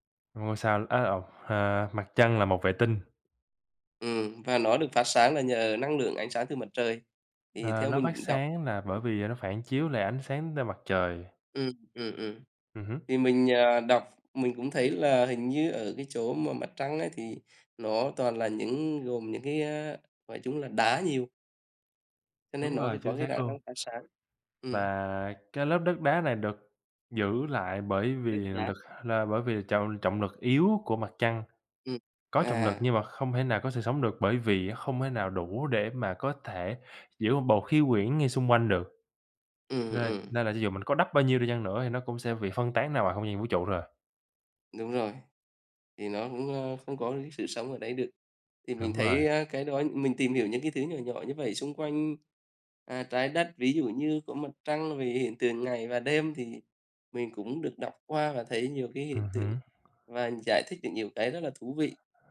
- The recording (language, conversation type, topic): Vietnamese, unstructured, Bạn có ngạc nhiên khi nghe về những khám phá khoa học liên quan đến vũ trụ không?
- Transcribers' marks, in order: other background noise; tapping